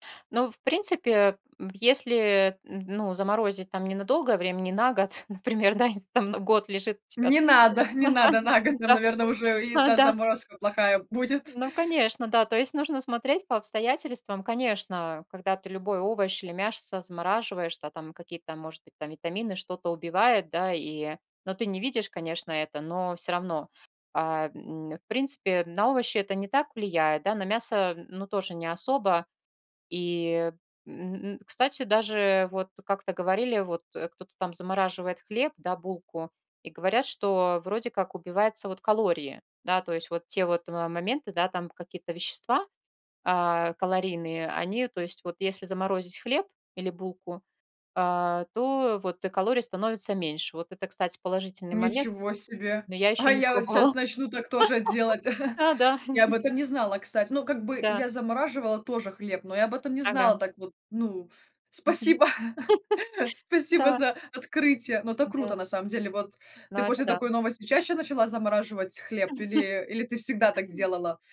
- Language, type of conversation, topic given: Russian, podcast, Какие у вас есть советы, как уменьшить пищевые отходы дома?
- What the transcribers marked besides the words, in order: laughing while speaking: "год, например"; laughing while speaking: "Не надо, не надо на год"; chuckle; laughing while speaking: "Ага, да. Да, да"; laughing while speaking: "будет"; chuckle; laugh; chuckle; laugh; chuckle